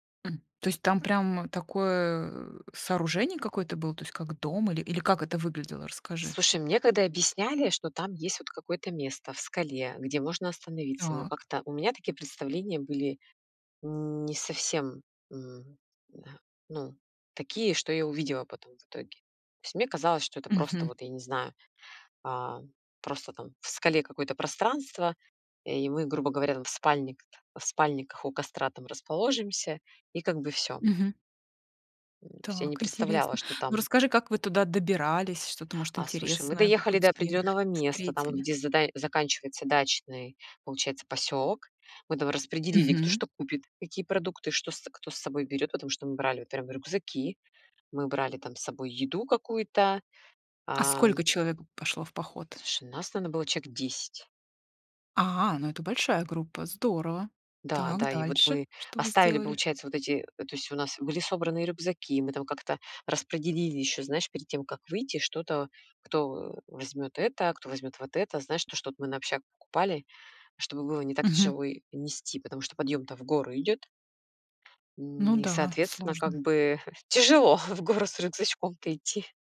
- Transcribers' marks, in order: chuckle; laughing while speaking: "тяжело в горы с рюкзачком-то идти"
- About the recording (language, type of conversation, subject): Russian, podcast, Что вам больше всего запомнилось в вашем любимом походе?